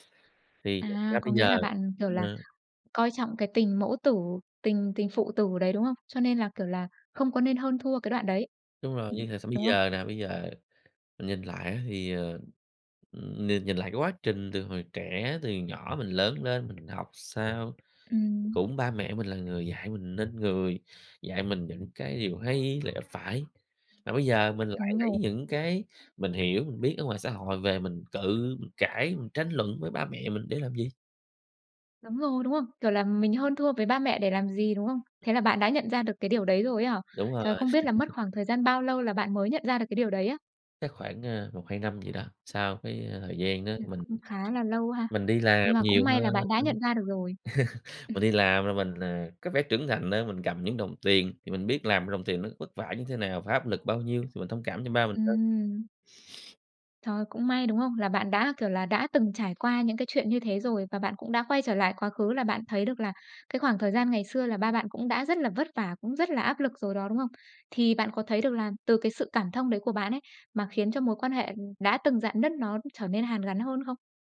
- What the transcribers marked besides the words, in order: tapping; other background noise; background speech; chuckle; laugh
- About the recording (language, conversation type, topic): Vietnamese, podcast, Bạn có kinh nghiệm nào về việc hàn gắn lại một mối quan hệ gia đình bị rạn nứt không?